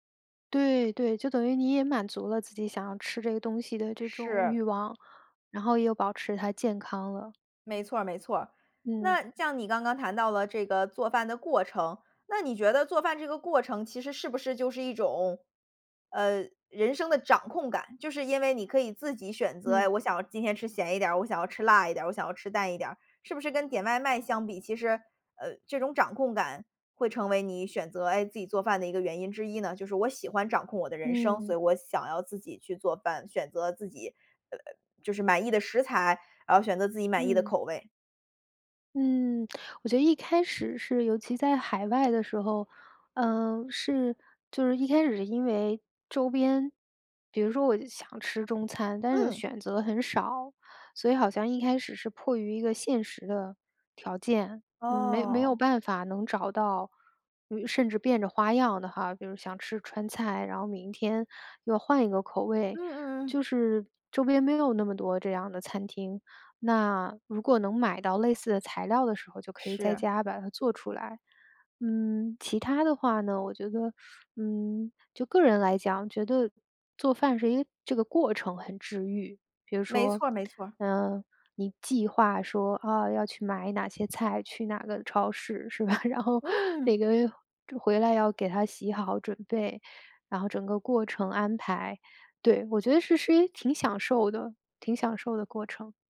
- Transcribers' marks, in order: laughing while speaking: "是吧"
- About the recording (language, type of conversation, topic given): Chinese, podcast, 你怎么看外卖和自己做饭的区别？